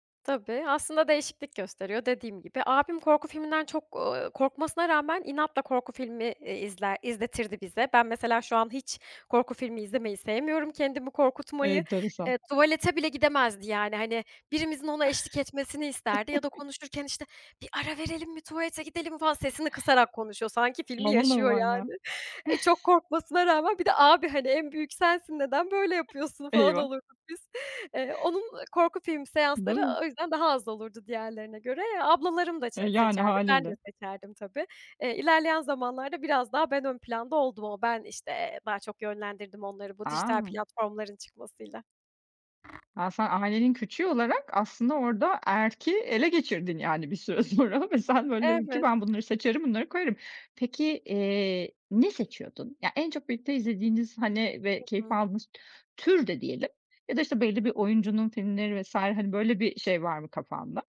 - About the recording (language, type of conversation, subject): Turkish, podcast, Ailenizde sinema geceleri nasıl geçerdi, anlatır mısın?
- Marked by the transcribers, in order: other background noise; chuckle; put-on voice: "Bir ara verelim mi tuvalete gidelim mi?"; chuckle; other noise; laughing while speaking: "bir süre sonra ve sen, böyle"